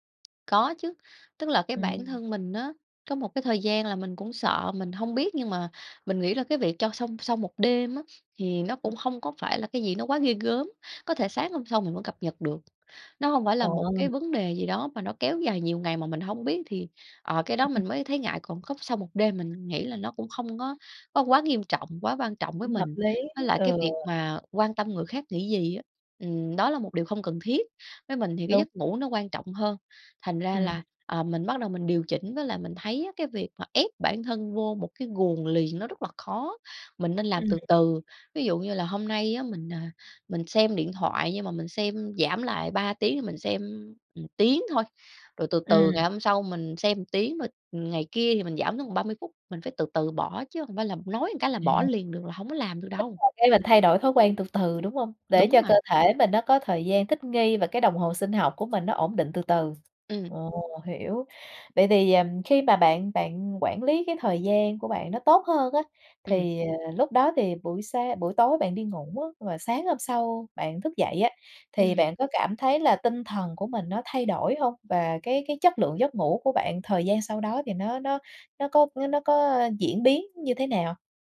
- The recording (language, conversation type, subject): Vietnamese, podcast, Bạn quản lý việc dùng điện thoại hoặc các thiết bị có màn hình trước khi đi ngủ như thế nào?
- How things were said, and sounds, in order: tapping; chuckle; "một" said as "ừn"; "một" said as "ừn"; other background noise